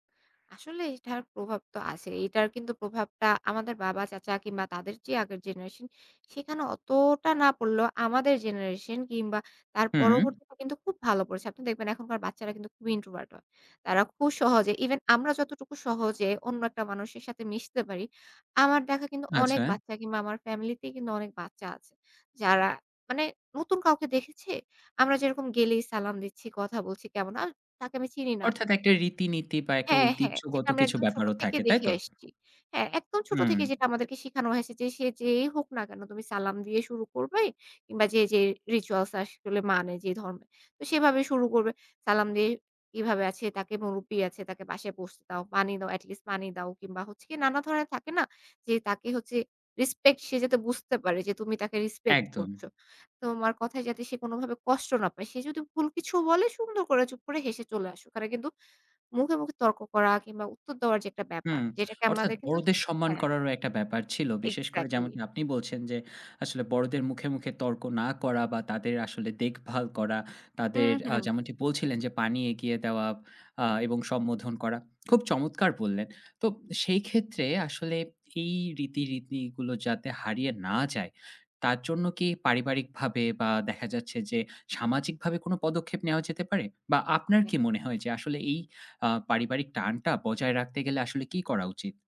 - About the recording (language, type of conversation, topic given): Bengali, podcast, আপনি কি কোনো ঐতিহ্য ধীরে ধীরে হারাতে দেখেছেন?
- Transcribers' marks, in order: in English: "রিচুয়ালস"